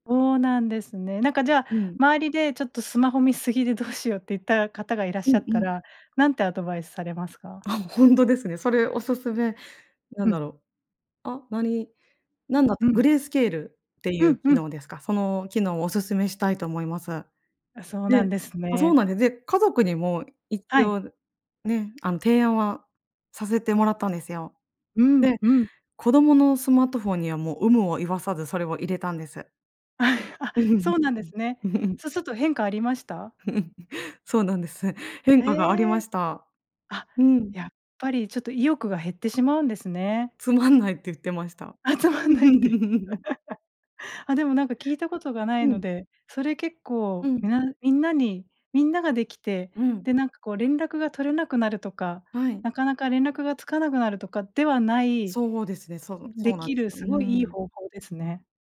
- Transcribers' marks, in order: in English: "グレースケール"; laugh; laughing while speaking: "あ、つまんないって"; laugh
- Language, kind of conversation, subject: Japanese, podcast, スマホ時間の管理、どうしていますか？